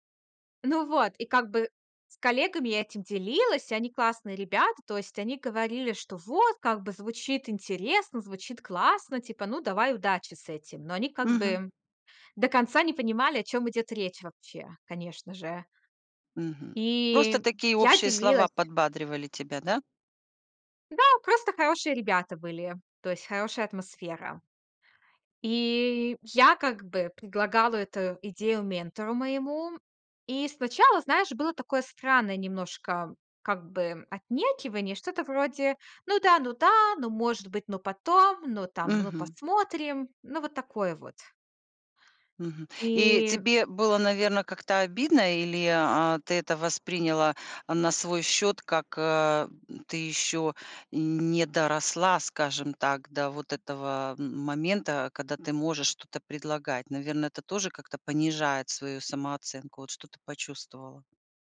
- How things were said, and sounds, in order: tapping
- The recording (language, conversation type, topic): Russian, podcast, Когда стоит делиться сырой идеей, а когда лучше держать её при себе?